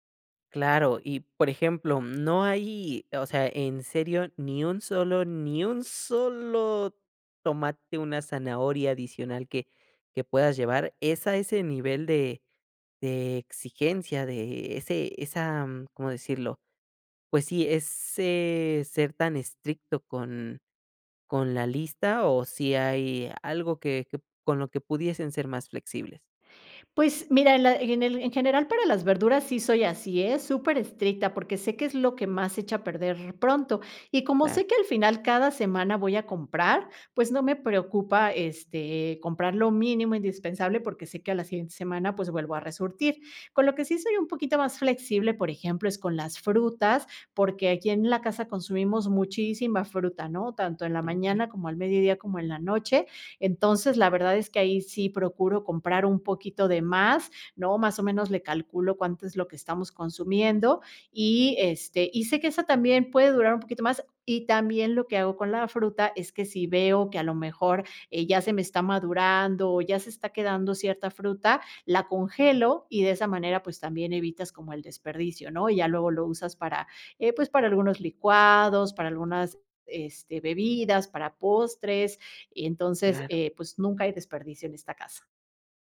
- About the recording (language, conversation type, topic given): Spanish, podcast, ¿Cómo te organizas para comer más sano sin complicarte?
- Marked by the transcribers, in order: stressed: "solo"